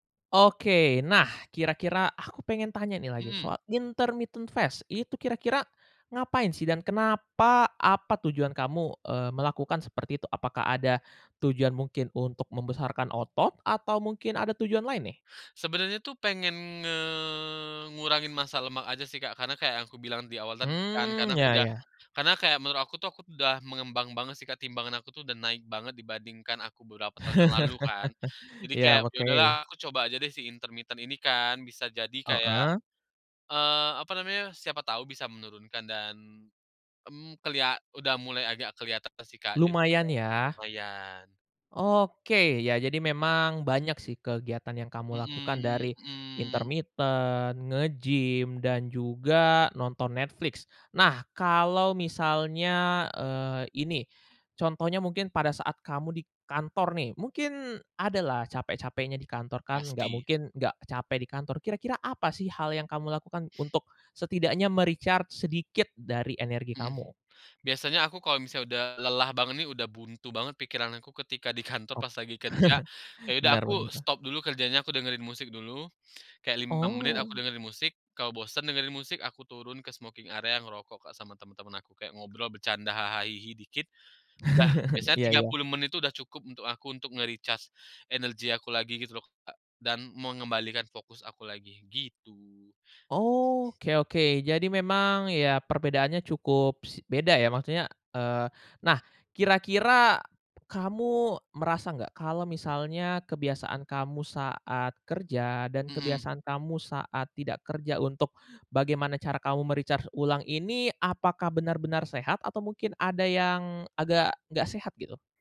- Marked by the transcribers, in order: in English: "intermittent fast"; tapping; drawn out: "nge"; laugh; other background noise; in English: "me-recharge"; laughing while speaking: "kantor"; chuckle; in English: "smoking area"; chuckle; in English: "nge-recharge"; in English: "me-recharge"
- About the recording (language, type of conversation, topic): Indonesian, podcast, Bagaimana kamu biasanya mengisi ulang energi setelah hari yang melelahkan?